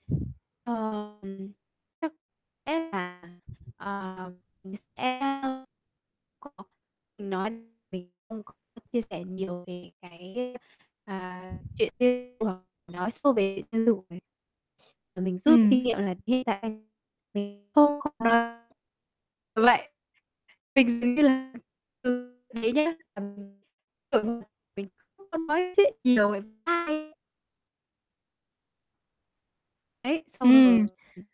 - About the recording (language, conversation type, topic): Vietnamese, podcast, Bạn có thể kể cho mình nghe một bài học lớn mà bạn đã học được trong đời không?
- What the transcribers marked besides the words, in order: distorted speech; unintelligible speech; unintelligible speech; unintelligible speech; tapping; unintelligible speech; unintelligible speech; unintelligible speech; unintelligible speech; unintelligible speech